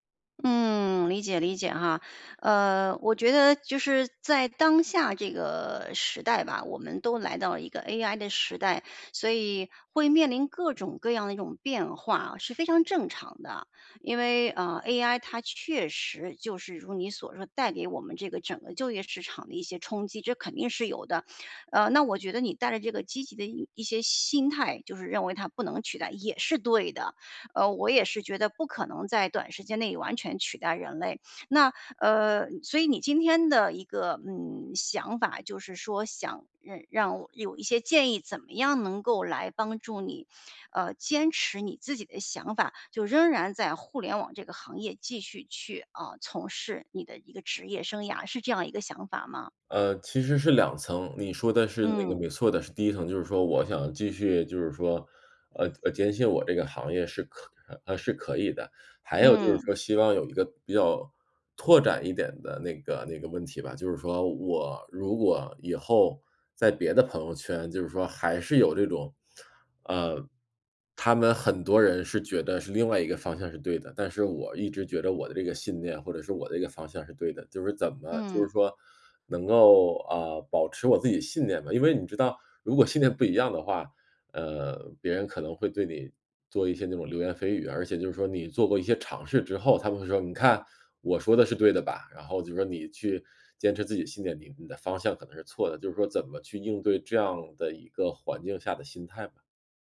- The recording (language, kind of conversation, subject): Chinese, advice, 我该如何在群体压力下坚持自己的信念？
- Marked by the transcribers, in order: none